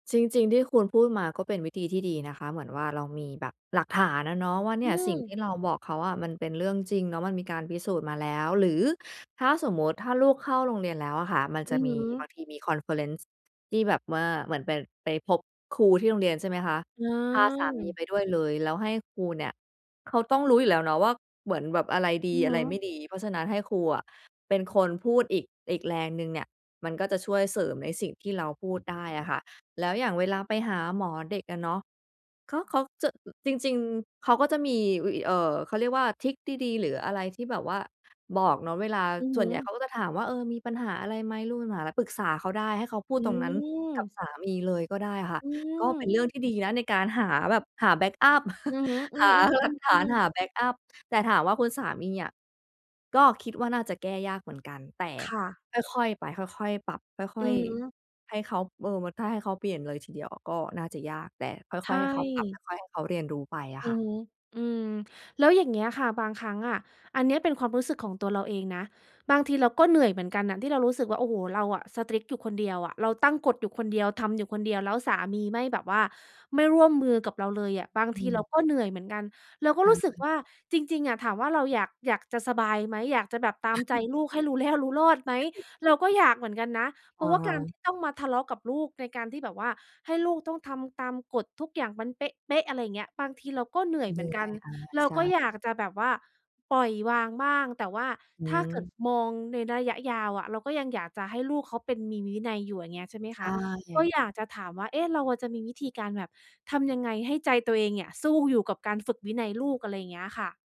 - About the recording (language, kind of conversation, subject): Thai, advice, คุณกับคู่ชีวิตควรแก้ไขความขัดแย้งเรื่องการเลี้ยงลูกอย่างไร?
- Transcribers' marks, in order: in English: "คอนเฟอเรนซ์"; chuckle; tapping; in English: "strict"; chuckle; unintelligible speech